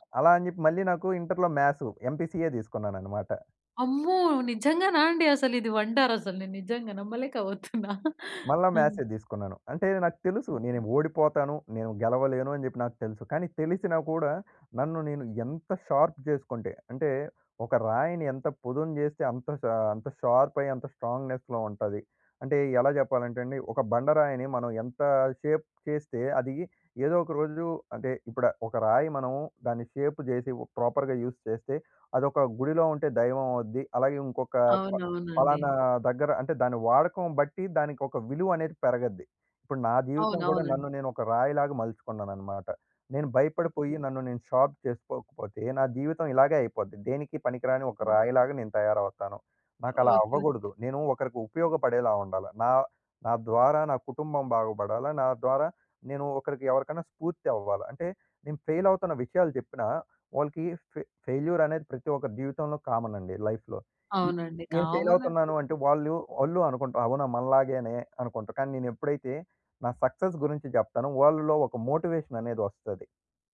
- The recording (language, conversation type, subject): Telugu, podcast, పరీక్షలో పరాజయం మీకు ఎలా మార్గదర్శకమైంది?
- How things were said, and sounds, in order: tapping; in English: "ఇంటర్‌లో"; in English: "వండర్"; chuckle; other noise; in English: "షార్ప్"; in English: "షార్ప్"; in English: "స్ట్రాంగ్‌నెస్‌లో"; in English: "షేప్"; in English: "షేప్"; in English: "ప్రాపర్‌గా యూజ్"; in English: "షార్ప్"; other background noise; in English: "ఫెయిల్"; in English: "ఫెయిల్యూర్"; in English: "కామన్"; in English: "లైఫ్‌లో"; in English: "ఫెయిల్"; in English: "కామన్"; in English: "సక్సెస్"; in English: "మోటివేషన్"